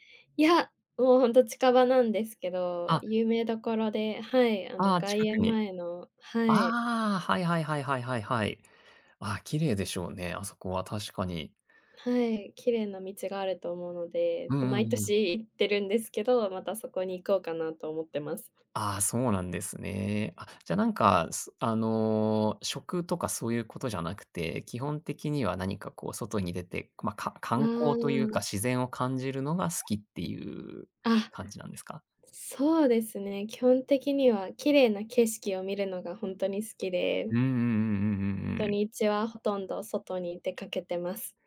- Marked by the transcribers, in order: other background noise; tapping
- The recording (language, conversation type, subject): Japanese, podcast, 季節ごとに楽しみにしていることは何ですか？
- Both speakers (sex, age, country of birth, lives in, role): female, 20-24, Japan, Japan, guest; male, 40-44, Japan, Japan, host